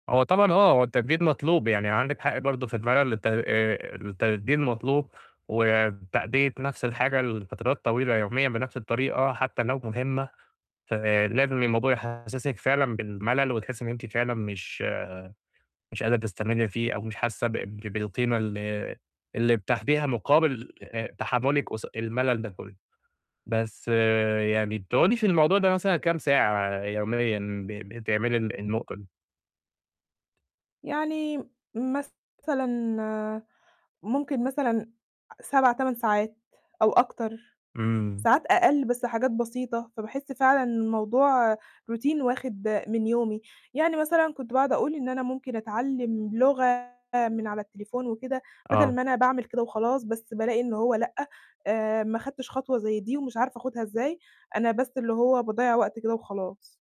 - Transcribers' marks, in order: distorted speech; tapping; in English: "روتين"
- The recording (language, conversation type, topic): Arabic, advice, إزاي ألاقي معنى أو قيمة في المهام الروتينية المملة اللي بعملها كل يوم؟